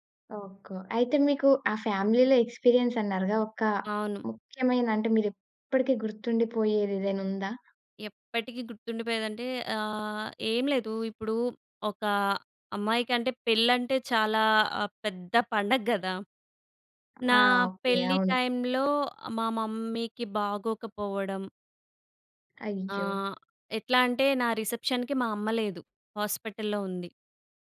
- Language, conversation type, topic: Telugu, podcast, మీ జీవితంలో ఎదురైన ఒక ముఖ్యమైన విఫలత గురించి చెబుతారా?
- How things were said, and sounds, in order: in English: "ఫ్యామిలీ‌లో ఎక్స్‌పిరియన్స్"; tapping; in English: "మమ్మీకి"; in English: "రిసెప్షన్‍కి"; other background noise; in English: "హాస్పిటల్‌లో"